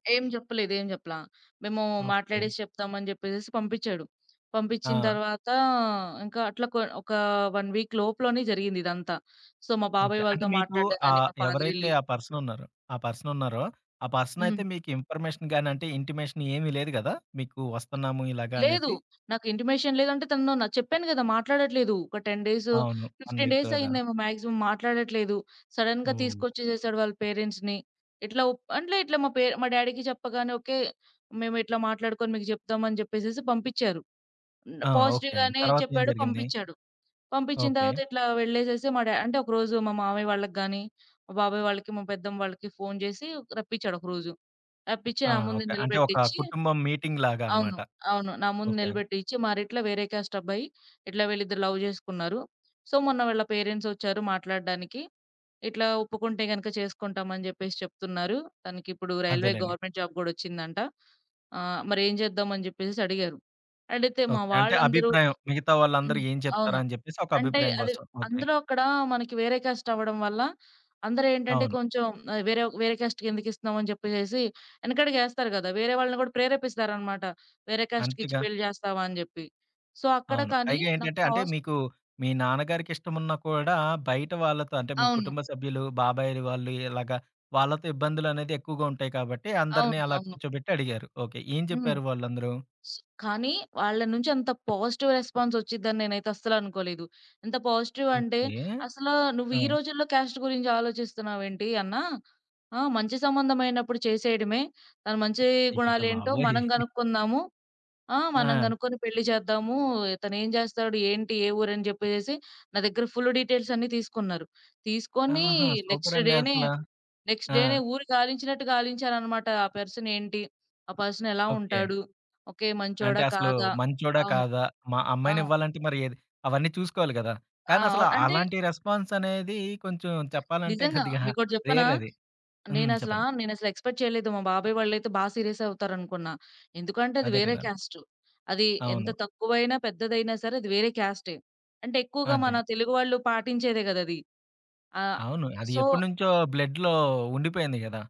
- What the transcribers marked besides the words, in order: in English: "వన్ వీక్"; in English: "సో"; in English: "పర్సన్"; in English: "ఇన్‌ఫర్మేషన్"; in English: "ఇంటిమేషన్"; other background noise; in English: "ఇంటిమేషన్"; in English: "టెన్"; in English: "ఫిఫ్టీన్ డేస్"; in English: "వన్ వీక్"; in English: "మాక్సిమం"; in English: "సడెన్‌గా"; in English: "పేరెంట్స్‌ని"; in English: "డ్యాడీకి"; in English: "పాజిటివ్‌గానే"; in English: "మీటింగ్"; in English: "క్యాస్ట్"; in English: "లవ్"; in English: "సో"; in English: "పేరెంట్స్"; in English: "రైల్వే గవర్నమెంట్ జాబ్"; in English: "క్యాస్ట్"; in English: "క్యాస్ట్‌కి"; in English: "క్యాస్ట్‌కిచ్చి"; in English: "సో"; in English: "పాజిటివ్ రెస్పాన్స్"; in English: "పాజిటివ్"; in English: "క్యాస్ట్"; chuckle; in English: "డీటెయిల్స్"; in English: "సూపర్!"; in English: "నెక్స్ట్"; in English: "నెక్స్ట్"; in English: "పర్సన్"; in English: "రెస్పాన్స్"; laughing while speaking: "కొద్దిగా"; in English: "రేర్"; in English: "ఎక్స్‌పెక్ట్"; in English: "సీరియస్"; in English: "సో"; in English: "బ్లడ్‌లో"
- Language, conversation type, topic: Telugu, podcast, మీరు కుటుంబంతో ఎదుర్కొన్న సంఘటనల నుంచి నేర్చుకున్న మంచి పాఠాలు ఏమిటి?